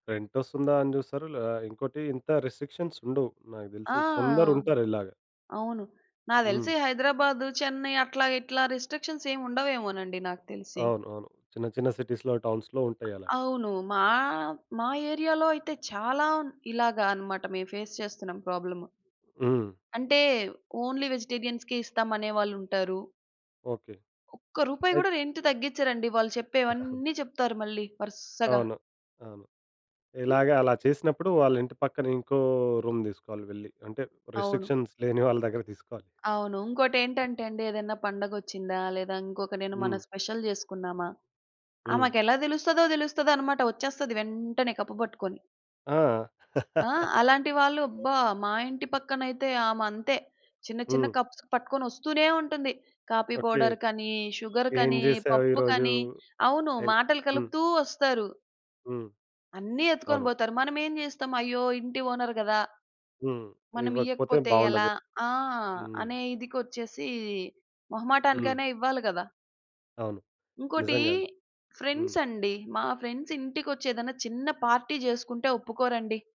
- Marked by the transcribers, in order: in English: "రెంట్"; in English: "రిస్ట్రిక్షన్స్"; in English: "రిస్ట్రిక్షన్స్"; in English: "సిటీస్‌లొ, టౌన్స్‌లొ"; in English: "ఏరియా‌లో"; in English: "ఫేస్"; in English: "ఓన్లీ వెజిటేరియన్స్‌కి"; in English: "రెంట్"; chuckle; other noise; in English: "రూమ్"; in English: "రిస్ట్రిక్షన్స్"; other background noise; in English: "స్పెషల్"; laugh; in English: "కప్స్"; in English: "కాఫీ"; in English: "ఓనెర్"; in English: "ఫ్రెండ్స్"; in English: "పార్టీ"
- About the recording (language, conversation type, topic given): Telugu, podcast, అద్దె ఇంటికి మీ వ్యక్తిగత ముద్రను సహజంగా ఎలా తీసుకురావచ్చు?